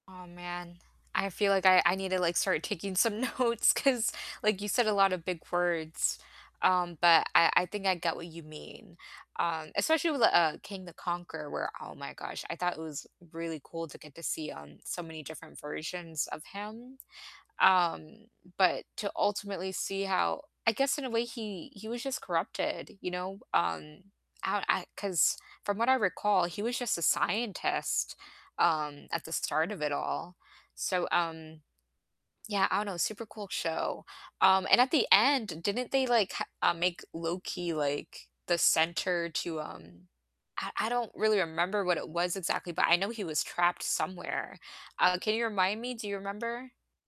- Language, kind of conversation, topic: English, unstructured, What is your go-to comfort show that you like to rewatch?
- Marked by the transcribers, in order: static; laughing while speaking: "notes"